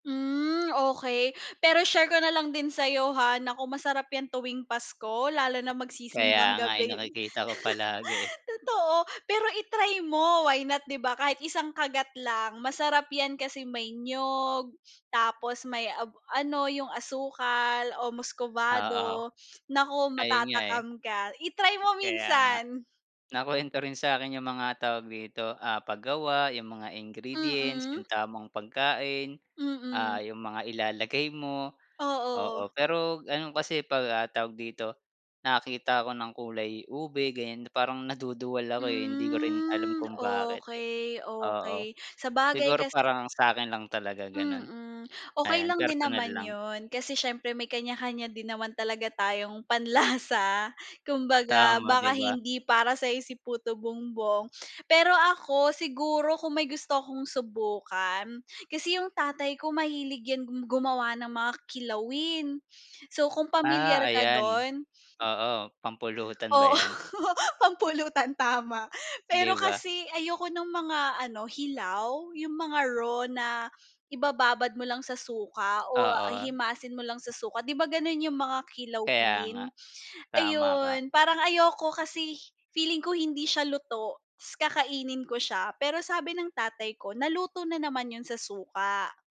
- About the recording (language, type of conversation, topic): Filipino, unstructured, Ano ang pinakanatatandaan mong pagkaing natikman mo sa labas?
- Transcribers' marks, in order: tapping; chuckle; laughing while speaking: "panlasa"; laughing while speaking: "Oo, pampulutan tama"